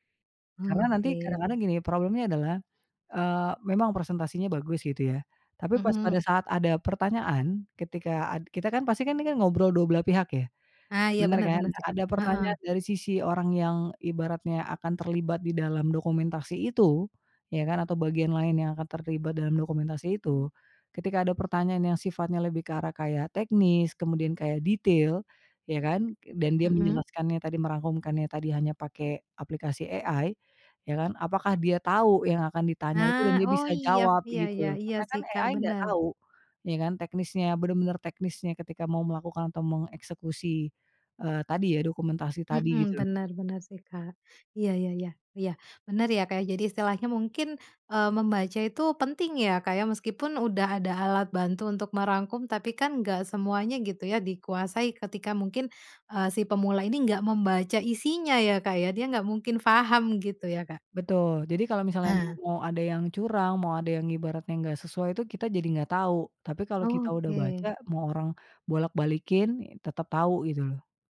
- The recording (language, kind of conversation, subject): Indonesian, podcast, Bagaimana cara kamu memendekkan materi yang panjang tanpa menghilangkan inti pesannya?
- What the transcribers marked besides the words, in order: tapping; in English: "AI"; in English: "AI"